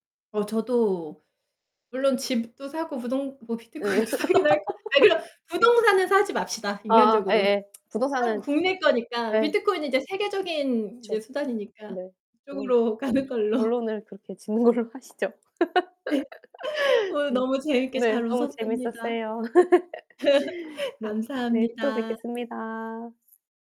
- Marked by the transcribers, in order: laughing while speaking: "비트코인도 사긴 할 거야"; distorted speech; laugh; tapping; tsk; unintelligible speech; laughing while speaking: "걸로"; laughing while speaking: "걸로"; laughing while speaking: "네"; chuckle; laugh; other background noise
- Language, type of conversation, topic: Korean, unstructured, 과거로 돌아가거나 미래로 갈 수 있다면 어떤 선택을 하시겠습니까?